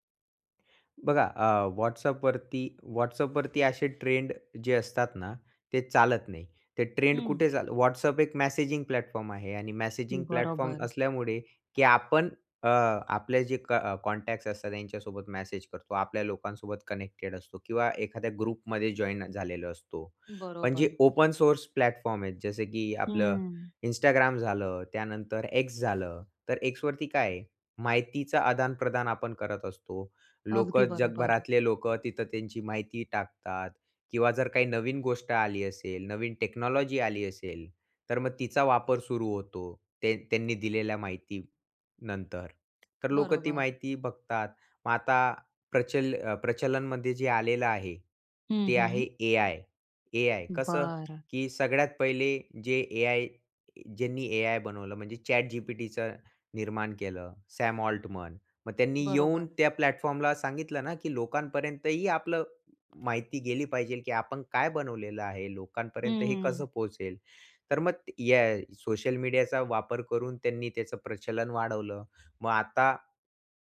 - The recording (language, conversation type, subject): Marathi, podcast, सोशल मीडियावर सध्या काय ट्रेंड होत आहे आणि तू त्याकडे लक्ष का देतोस?
- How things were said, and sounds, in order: other background noise; in English: "मेसेजिंग प्लॅटफॉर्म"; in English: "मेसेजिंग प्लॅटफॉर्म"; in English: "कॉन्टॅक्ट्स"; in English: "ग्रुपमध्ये जॉइन"; in English: "प्लॅटफॉर्म"; in English: "टेक्नॉलॉजी"; tapping; in English: "प्लॅटफॉर्मला"